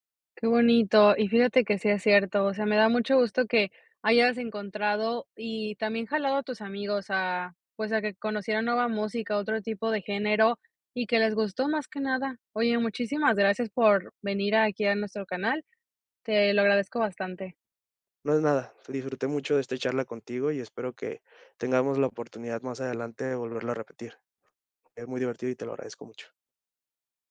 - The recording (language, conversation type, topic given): Spanish, podcast, ¿Cómo descubres música nueva hoy en día?
- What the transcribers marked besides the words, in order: tapping